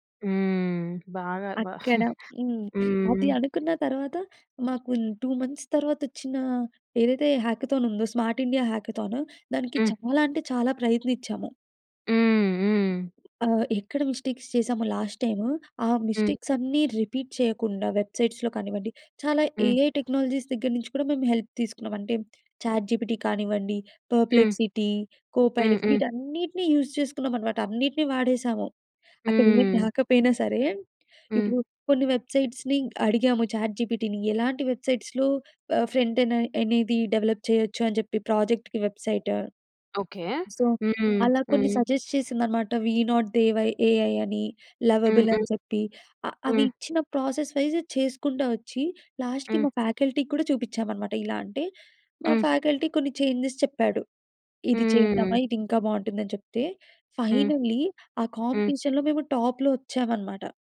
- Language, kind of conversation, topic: Telugu, podcast, ఒక ప్రాజెక్టు విఫలమైన తర్వాత పాఠాలు తెలుసుకోడానికి మొదట మీరు ఏం చేస్తారు?
- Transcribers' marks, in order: tapping; chuckle; in English: "టూ మంత్స్"; in English: "హ్యాకథాన్"; in English: "స్మార్ట్ ఇండియా హ్యాకథాన్"; other background noise; in English: "మిస్టేక్స్"; in English: "లాస్ట్ టైమ్"; in English: "మిస్టేక్స్"; in English: "రిపీట్"; in English: "వెబ్‌సైట్స్‌లో"; in English: "ఏఐ టెక్నాలజీస్"; in English: "హెల్ప్"; in English: "చాట్‌జీపీటీ"; in English: "పర్‌ప్లెక్సిటీ, కో పైలట్స్"; in English: "యూజ్"; chuckle; in English: "వెబ్‌సైట్స్‌ని"; in English: "చాట్‌జీపీటీని"; in English: "వెబ్‌సైట్స్‌లో"; in English: "ఫ్రంటేన్"; in English: "డెవలప్"; in English: "ప్రాజెక్ట్‌కి వెబ్సైట్. సో"; in English: "సజెస్ట్"; in English: "వి నాట్ దే వై ఏఐ"; in English: "లవబుల్"; in English: "ప్రాసెస్ వైజ్"; in English: "లాస్ట్‌కి"; in English: "ఫ్యాకల్టీకి"; in English: "ఫ్యాకల్టీ"; in English: "చేంజెస్"; in English: "ఫైనల్లీ"; in English: "కాంపిటీషన్‌లో"; in English: "టాప్‌లో"